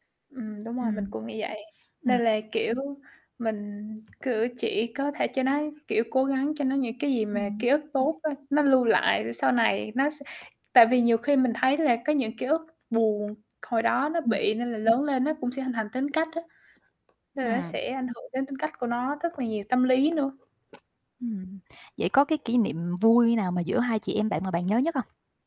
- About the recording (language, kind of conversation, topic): Vietnamese, unstructured, Bạn nghĩ ký ức ảnh hưởng như thế nào đến cuộc sống hiện tại?
- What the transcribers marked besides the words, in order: distorted speech; tapping; other background noise